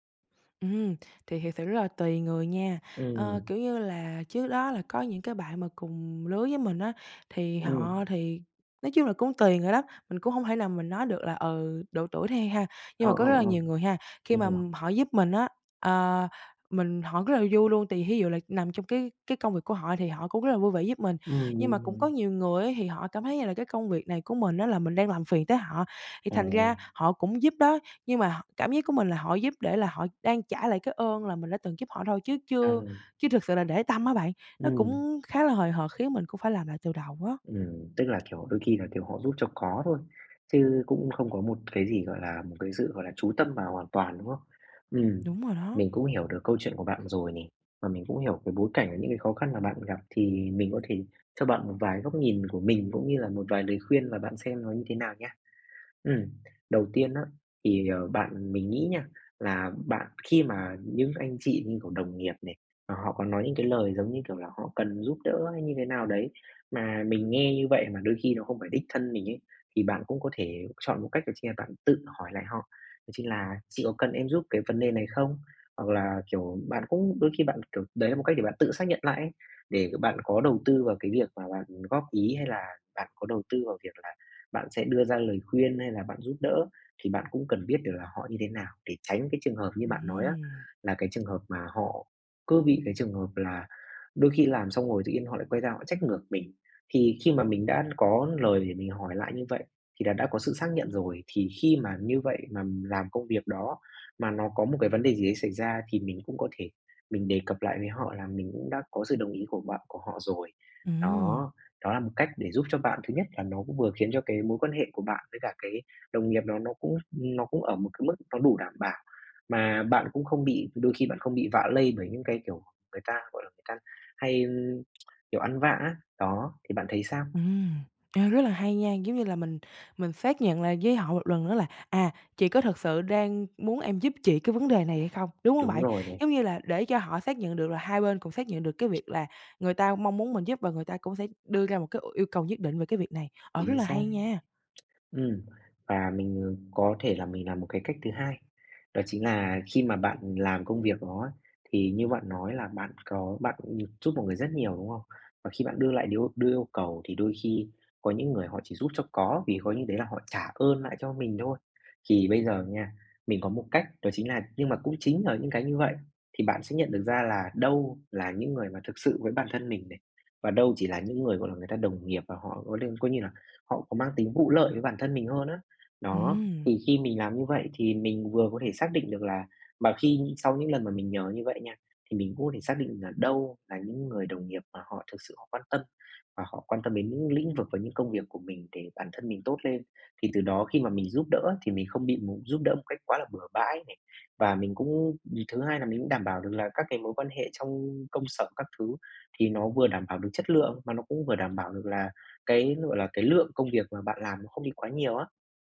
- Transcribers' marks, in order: tapping; other background noise
- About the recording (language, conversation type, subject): Vietnamese, advice, Làm sao phân biệt phản hồi theo yêu cầu và phản hồi không theo yêu cầu?
- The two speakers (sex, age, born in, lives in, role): female, 18-19, Vietnam, Vietnam, user; male, 18-19, Vietnam, Vietnam, advisor